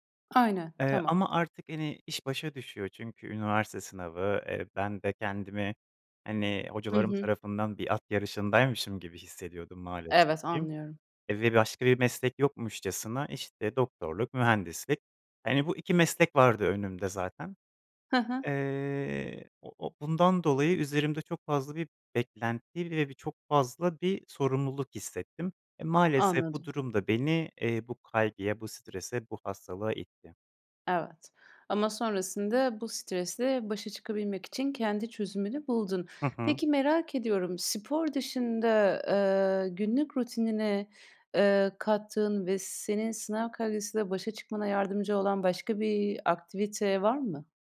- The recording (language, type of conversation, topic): Turkish, podcast, Sınav kaygısıyla başa çıkmak için genelde ne yaparsın?
- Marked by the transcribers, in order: none